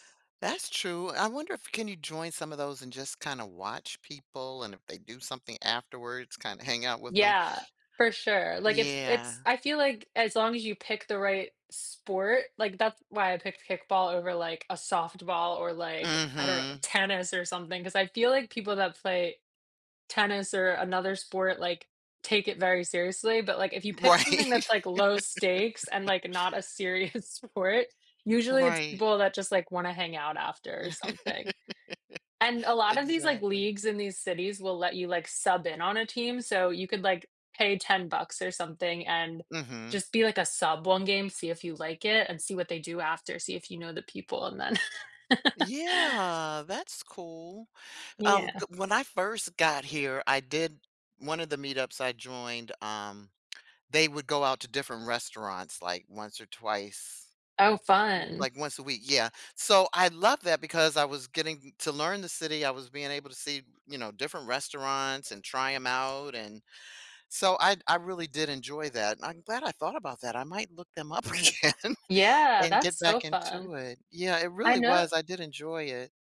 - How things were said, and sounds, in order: laughing while speaking: "Right"; laugh; laughing while speaking: "serious sport"; laugh; drawn out: "Yeah"; laugh; other background noise; tapping; laughing while speaking: "again"
- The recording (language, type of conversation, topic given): English, unstructured, What makes your hometown or city feel unique to you?
- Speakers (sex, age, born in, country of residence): female, 25-29, United States, United States; female, 65-69, United States, United States